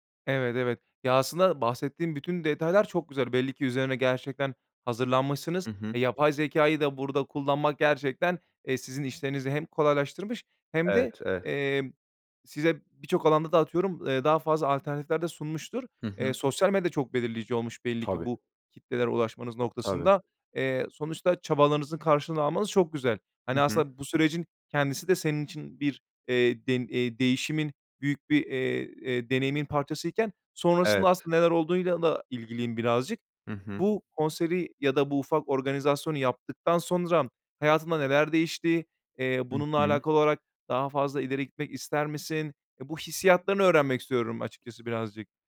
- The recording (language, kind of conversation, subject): Turkish, podcast, Canlı bir konserde seni gerçekten değiştiren bir an yaşadın mı?
- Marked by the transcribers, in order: other background noise